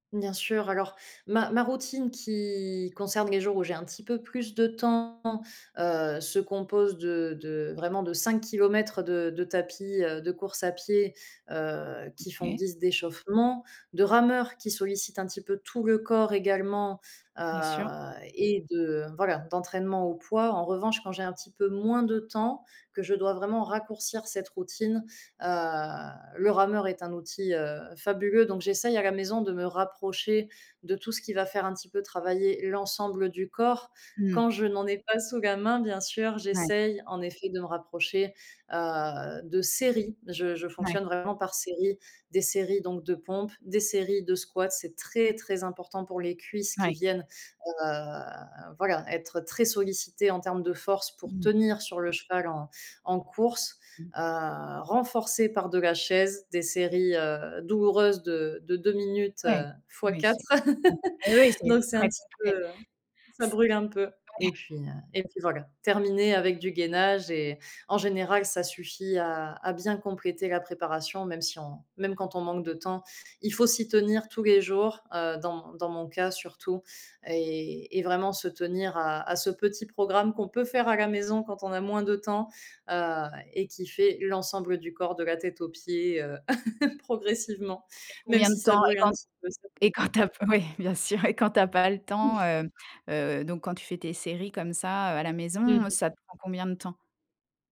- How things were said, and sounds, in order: other background noise; stressed: "séries"; stressed: "très"; laugh; tapping; laugh; laughing while speaking: "quand tu as pas oui, bien sûr"; unintelligible speech; unintelligible speech
- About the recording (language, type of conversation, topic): French, podcast, Quels exercices simples fais-tu quand tu n’as pas le temps ?
- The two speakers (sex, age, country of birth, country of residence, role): female, 25-29, France, France, guest; female, 45-49, France, France, host